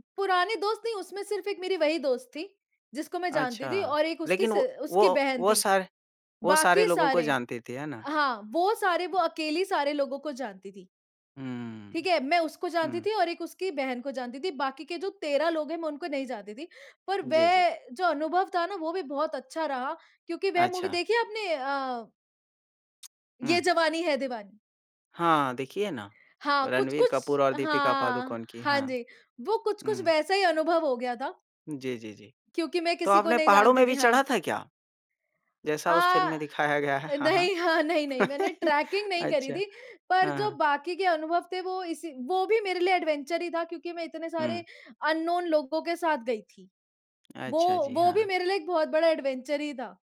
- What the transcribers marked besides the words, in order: in English: "मूवी"; tapping; laughing while speaking: "नहीं, हाँ, नहीं, नहीं"; laughing while speaking: "दिखाया गया है"; in English: "ट्रैकिंग"; laugh; in English: "एडवेंचर"; in English: "अननोन"; in English: "एडवेंचर"
- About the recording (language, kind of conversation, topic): Hindi, unstructured, यात्रा के दौरान आपको कौन-सी यादें सबसे खास लगती हैं?
- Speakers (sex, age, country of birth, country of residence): female, 25-29, India, India; male, 25-29, India, India